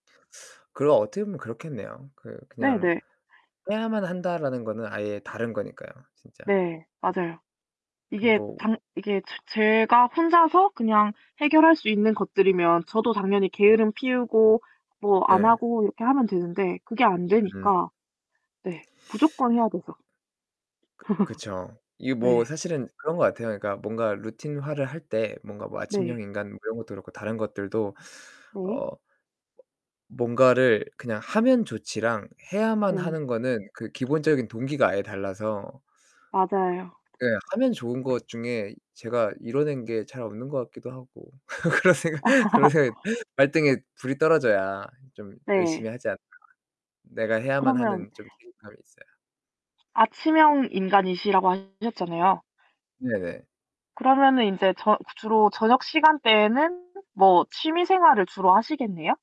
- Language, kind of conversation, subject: Korean, unstructured, 아침형 인간과 저녁형 인간 중 어느 쪽이 더 좋을까요?
- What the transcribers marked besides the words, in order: other background noise; distorted speech; laugh; tapping; laugh; laughing while speaking: "그런 생각"; laugh; other noise